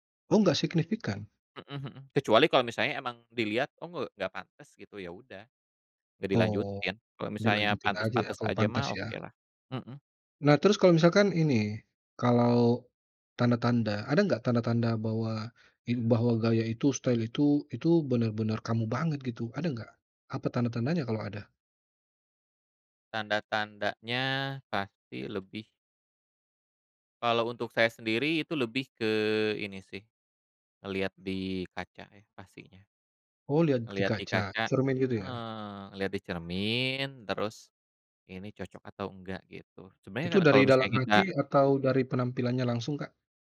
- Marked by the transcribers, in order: tapping; in English: "style"; other background noise
- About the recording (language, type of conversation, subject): Indonesian, podcast, Bagaimana kamu menemukan inspirasi untuk gaya baru?